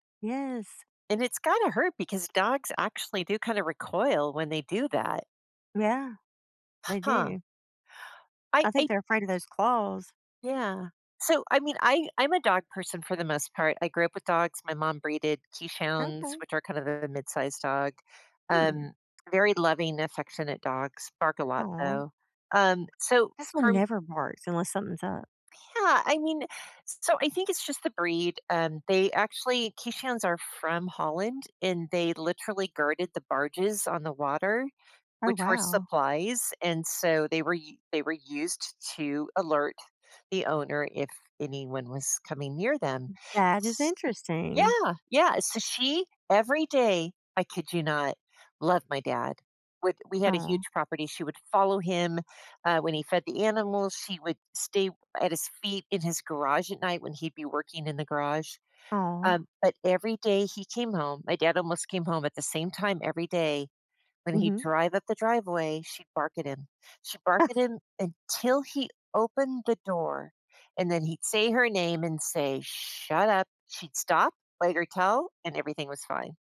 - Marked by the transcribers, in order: "Keeshonds" said as "keesh-hounds"; tapping; "Keeshonds" said as "keesh-hounds"; laugh
- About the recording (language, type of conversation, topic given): English, unstructured, What pet qualities should I look for to be a great companion?